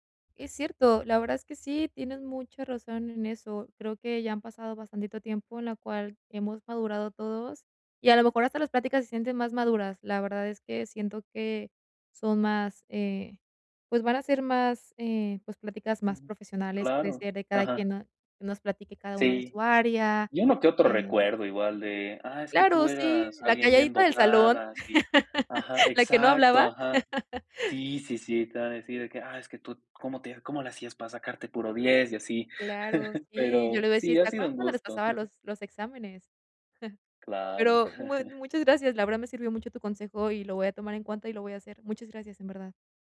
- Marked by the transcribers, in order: laugh; chuckle; other background noise; chuckle
- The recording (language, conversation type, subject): Spanish, advice, ¿Cómo puedo manejar la presión social en reuniones con amigos?